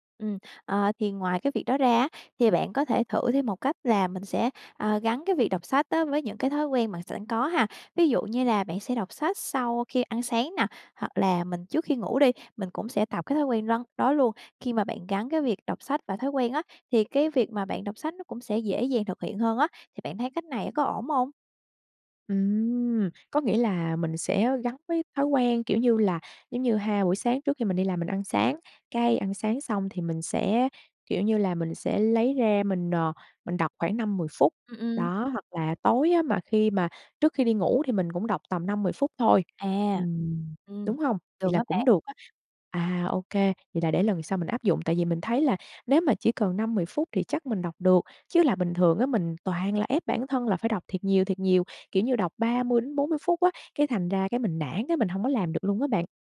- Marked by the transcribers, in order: tapping; background speech
- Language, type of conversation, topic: Vietnamese, advice, Làm thế nào để duy trì thói quen đọc sách hằng ngày khi tôi thường xuyên bỏ dở?